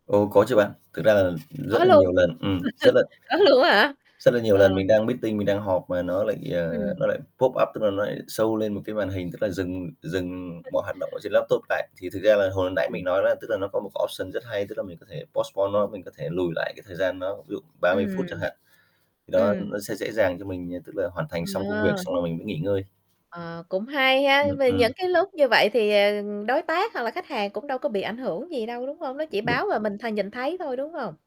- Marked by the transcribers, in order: other background noise; distorted speech; laugh; in English: "meeting"; in English: "pop up"; unintelligible speech; in English: "option"; in English: "postpone"; static; unintelligible speech
- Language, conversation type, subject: Vietnamese, podcast, Làm thế nào để cân bằng thời gian trực tuyến và ngoại tuyến?